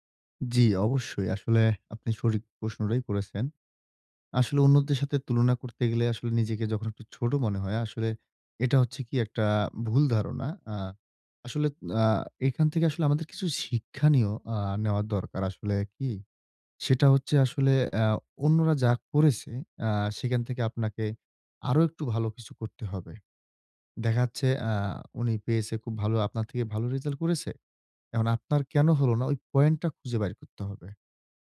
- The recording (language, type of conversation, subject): Bengali, advice, অন্যদের সঙ্গে নিজেকে তুলনা না করে আমি কীভাবে আত্মসম্মান বজায় রাখতে পারি?
- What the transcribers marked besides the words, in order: "প্রশ্নটাই" said as "প্রশ্নডাই"; "শিক্ষণীয়" said as "শিক্ষাণীয়"; "এখন" said as "এহন"